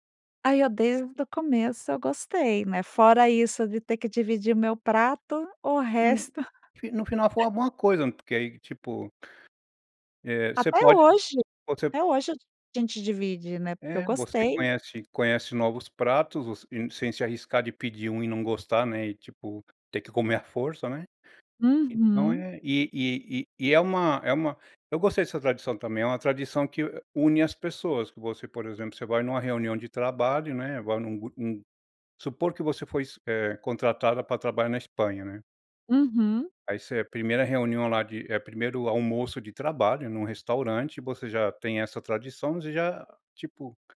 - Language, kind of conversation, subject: Portuguese, podcast, Como a comida influenciou sua adaptação cultural?
- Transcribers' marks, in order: unintelligible speech; chuckle; tapping